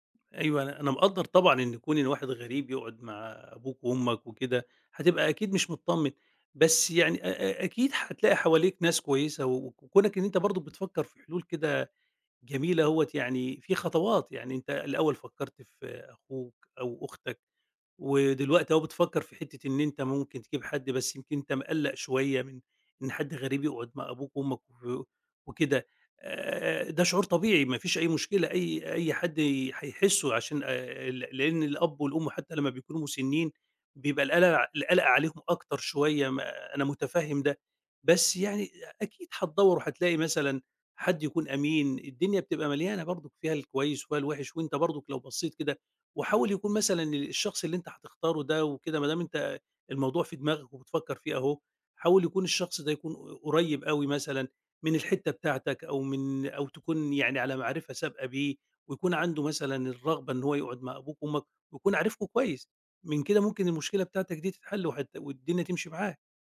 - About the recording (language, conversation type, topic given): Arabic, advice, إزاي أوازن بين شغلي ورعاية أبويا وأمي الكبار في السن؟
- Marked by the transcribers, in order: none